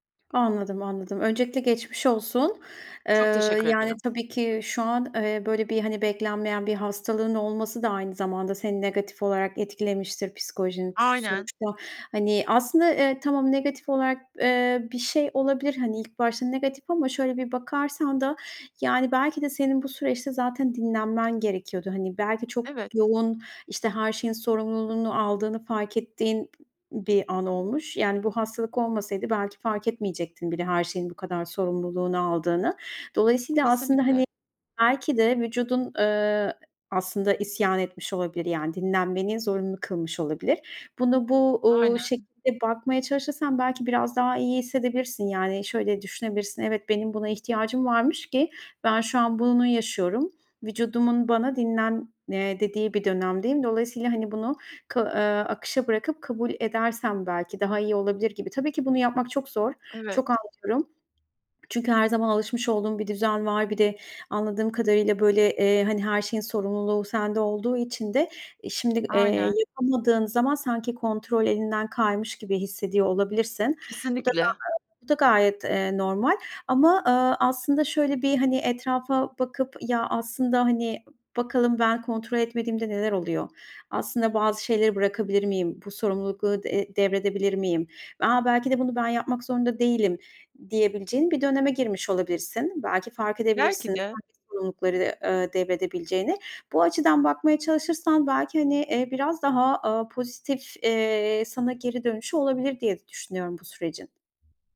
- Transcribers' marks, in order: tapping; other background noise; other noise
- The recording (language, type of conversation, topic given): Turkish, advice, Dinlenirken neden suçluluk duyuyorum?